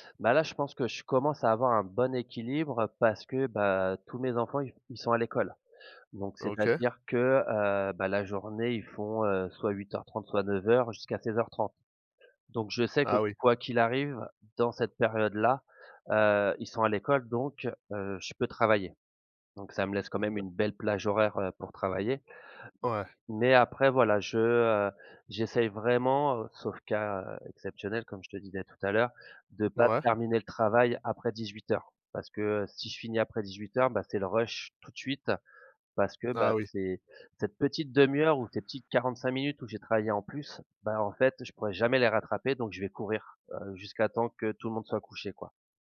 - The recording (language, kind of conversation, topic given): French, podcast, Comment gères-tu l’équilibre entre le travail et la vie personnelle ?
- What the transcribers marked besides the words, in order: none